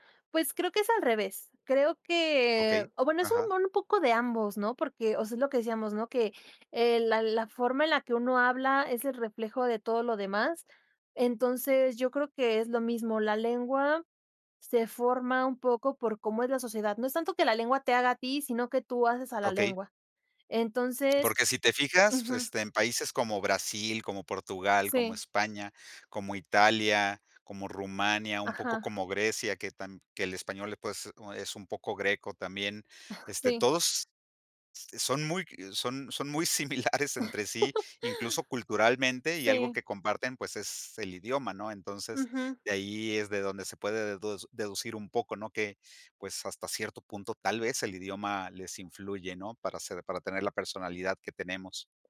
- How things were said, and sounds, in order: other noise; laughing while speaking: "similares"; chuckle
- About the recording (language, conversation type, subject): Spanish, podcast, ¿Qué papel juega el idioma en tu identidad?